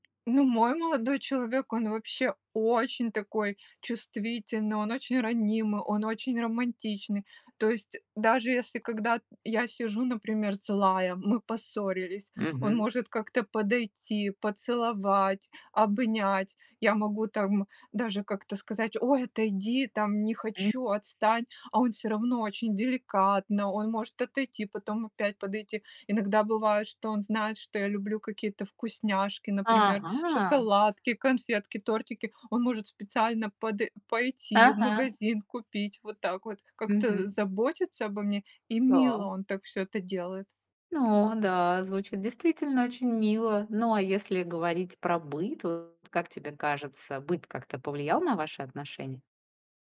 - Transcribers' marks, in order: tapping; stressed: "очень"; drawn out: "Ага"
- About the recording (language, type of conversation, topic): Russian, podcast, Как понять, что ты любишь человека?